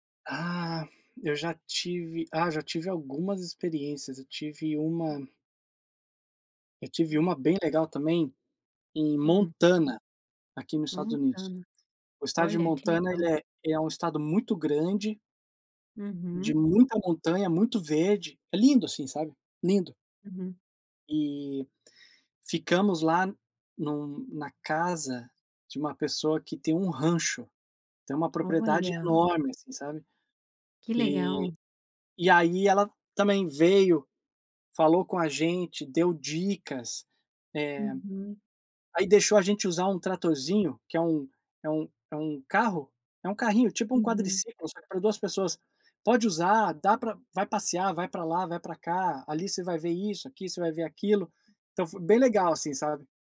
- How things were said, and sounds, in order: tapping; other noise
- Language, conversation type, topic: Portuguese, podcast, Você já foi convidado para a casa de um morador local? Como foi?